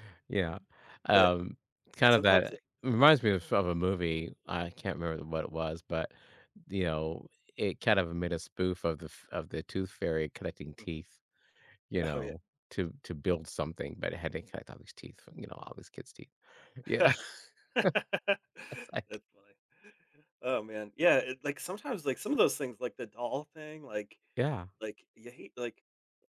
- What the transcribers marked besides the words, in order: laugh; laughing while speaking: "That's like"; other background noise
- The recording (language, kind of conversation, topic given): English, unstructured, Why do people choose unique or unconventional hobbies?
- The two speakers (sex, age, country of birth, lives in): male, 45-49, United States, United States; male, 60-64, United States, United States